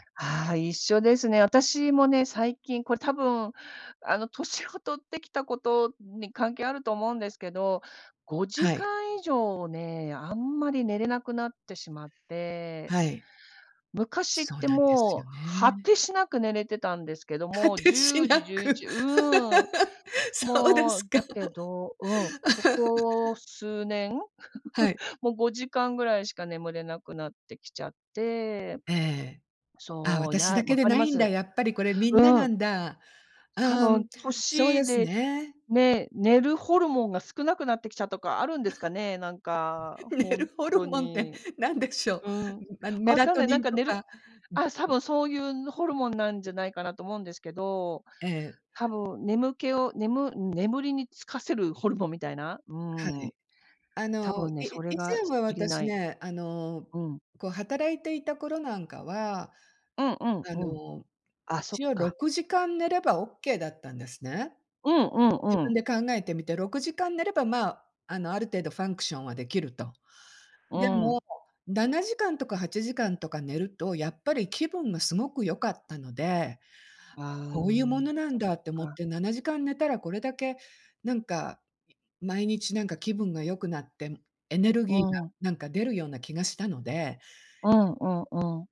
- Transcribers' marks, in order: other background noise; laughing while speaking: "果てしなく。 そうですか"; laugh; laugh; tapping; chuckle; chuckle; laughing while speaking: "寝るホルモンって、なんでしょう？"; "多分" said as "さぶん"; in English: "ファンクション"
- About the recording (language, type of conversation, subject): Japanese, unstructured, 睡眠はあなたの気分にどんな影響を与えますか？